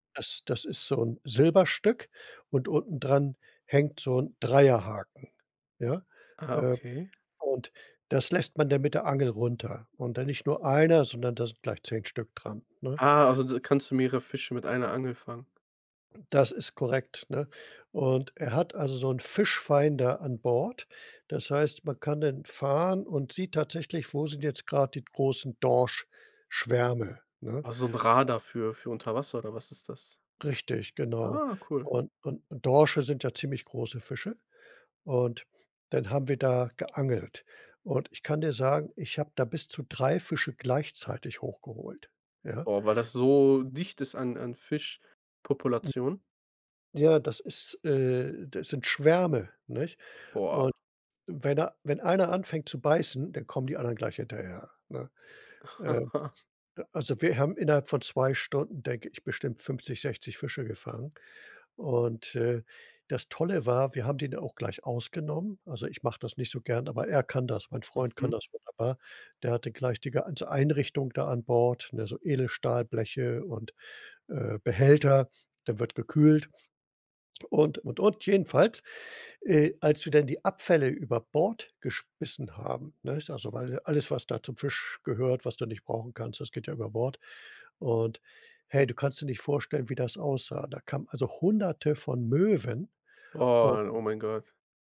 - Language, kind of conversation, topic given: German, podcast, Was war die eindrücklichste Landschaft, die du je gesehen hast?
- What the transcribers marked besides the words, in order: tapping; other background noise; unintelligible speech; unintelligible speech; chuckle; surprised: "Wow. Oh, mein Gott"